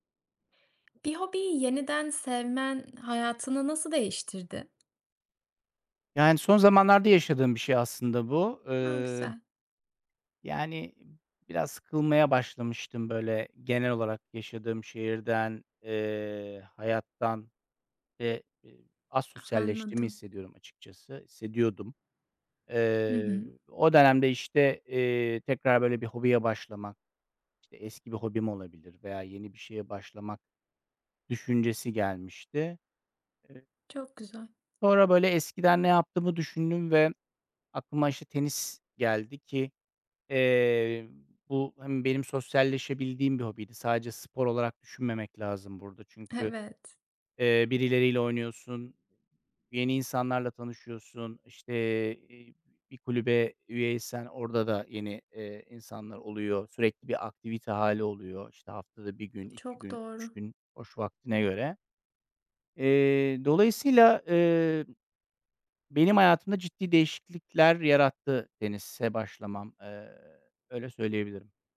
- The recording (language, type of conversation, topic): Turkish, podcast, Bir hobiyi yeniden sevmen hayatını nasıl değiştirdi?
- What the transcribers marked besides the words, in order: tapping; other noise; other background noise